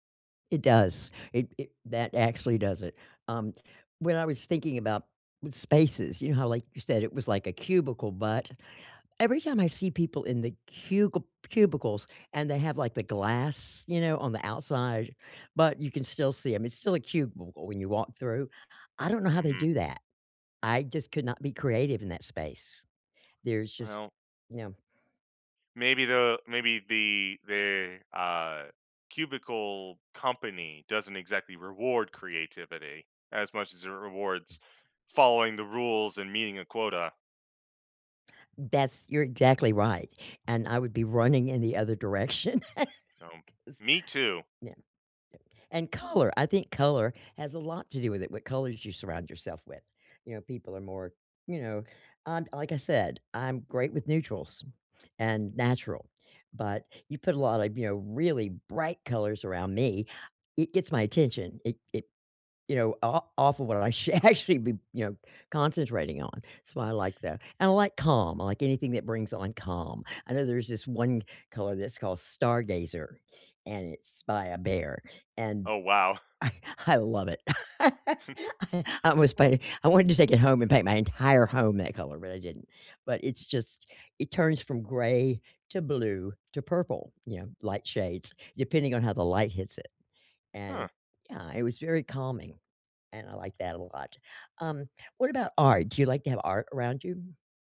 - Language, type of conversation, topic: English, unstructured, What does your ideal work environment look like?
- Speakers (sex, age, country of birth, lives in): female, 65-69, United States, United States; male, 35-39, United States, United States
- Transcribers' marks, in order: other background noise; laughing while speaking: "direction"; laugh; stressed: "bright"; laughing while speaking: "should actually be"; laughing while speaking: "I I"; laugh; laughing while speaking: "I"; chuckle